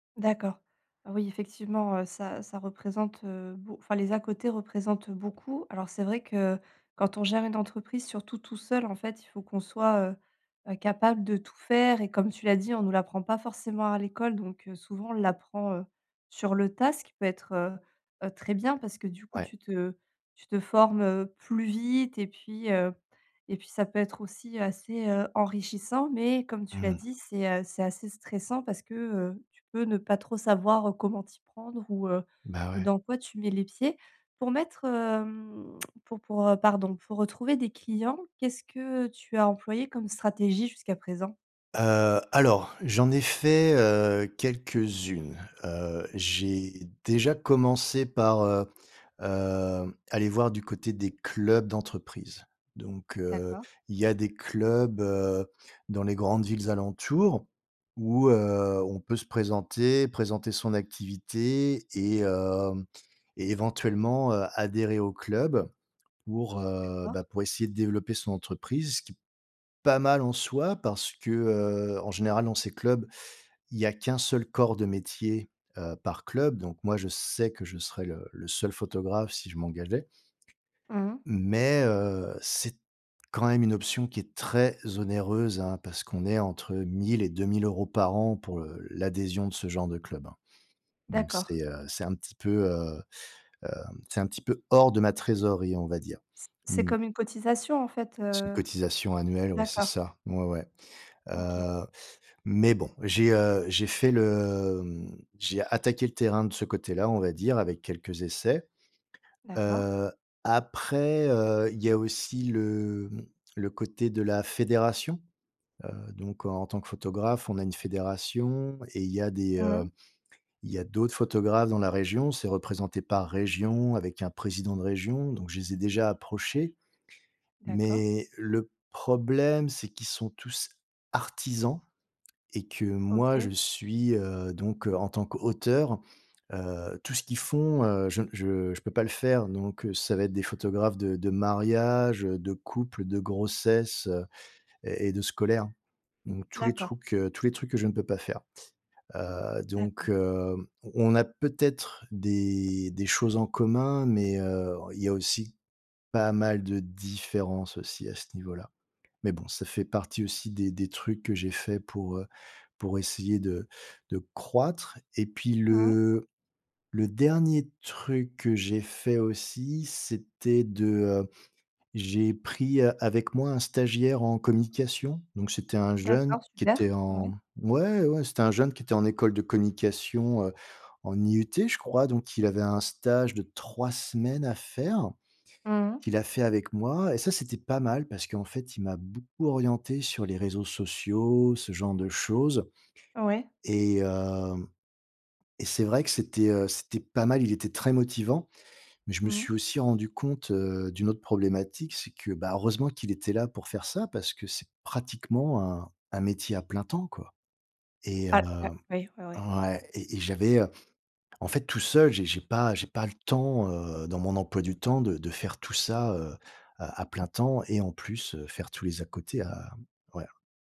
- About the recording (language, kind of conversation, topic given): French, advice, Comment gérer la croissance de mon entreprise sans trop de stress ?
- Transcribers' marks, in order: tongue click; tapping; other background noise; "trucs" said as "troucs"